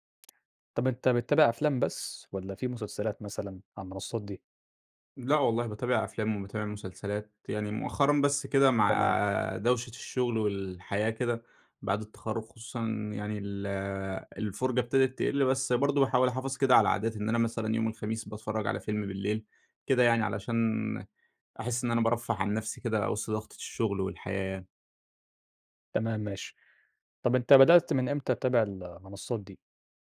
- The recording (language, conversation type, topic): Arabic, podcast, إيه اللي بتحبه أكتر: تروح السينما ولا تتفرّج أونلاين في البيت؟ وليه؟
- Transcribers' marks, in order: tapping; other background noise